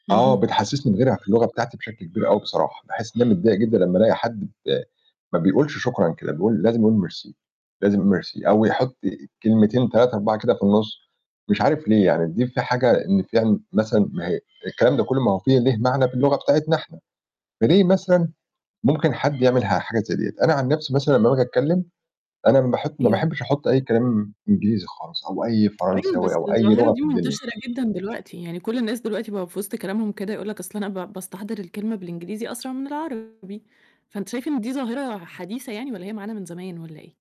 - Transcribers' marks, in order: other background noise; unintelligible speech; tapping; distorted speech
- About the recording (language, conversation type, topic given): Arabic, podcast, إيه دور اللغة في إحساسك بالانتماء؟